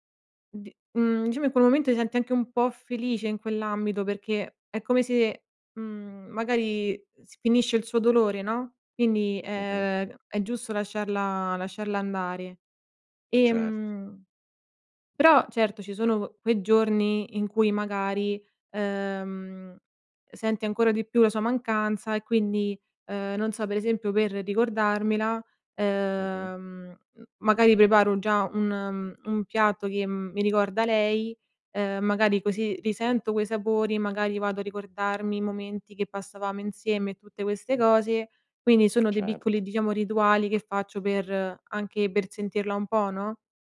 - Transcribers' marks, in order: tapping
- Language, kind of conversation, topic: Italian, podcast, Cosa ti ha insegnato l’esperienza di affrontare una perdita importante?